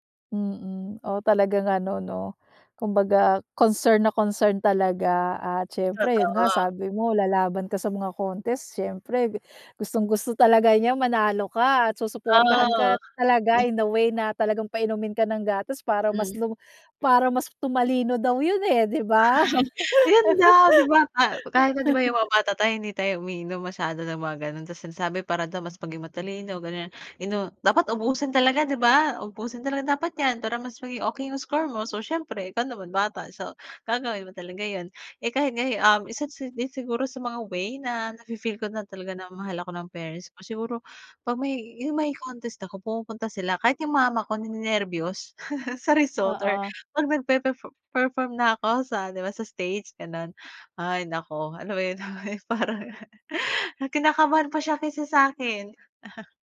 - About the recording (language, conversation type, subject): Filipino, podcast, Paano ipinapakita ng mga magulang mo ang pagmamahal nila sa’yo?
- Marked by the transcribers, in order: snort; snort; chuckle; laughing while speaking: "'yun parang"; chuckle